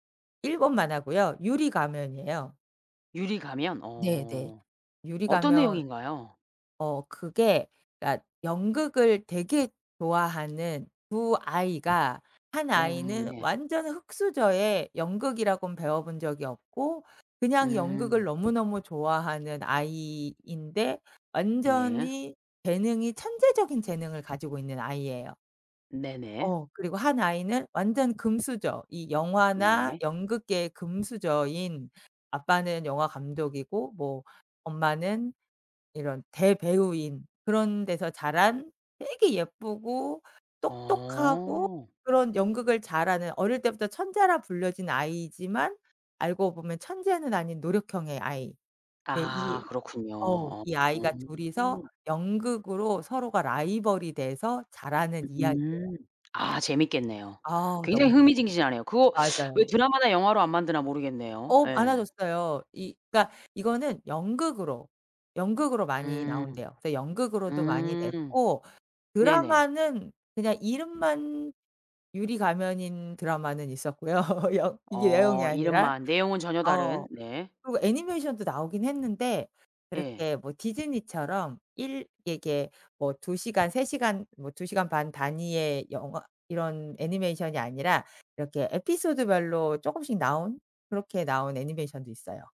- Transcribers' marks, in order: other background noise; tapping; teeth sucking; laugh
- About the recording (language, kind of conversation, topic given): Korean, podcast, 어릴 때 즐겨 보던 만화나 TV 프로그램은 무엇이었나요?